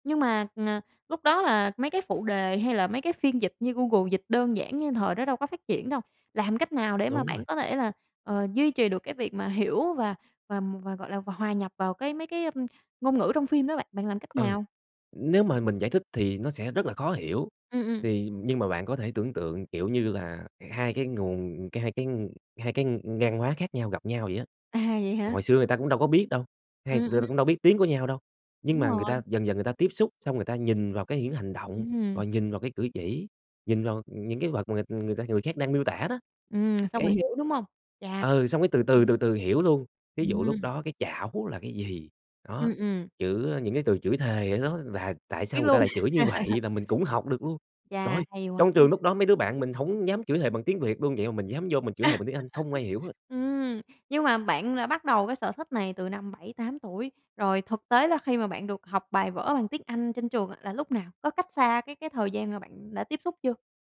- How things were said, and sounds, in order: tapping; unintelligible speech; other background noise; chuckle; chuckle
- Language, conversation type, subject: Vietnamese, podcast, Bạn nghĩ những sở thích hồi nhỏ đã ảnh hưởng đến con người bạn bây giờ như thế nào?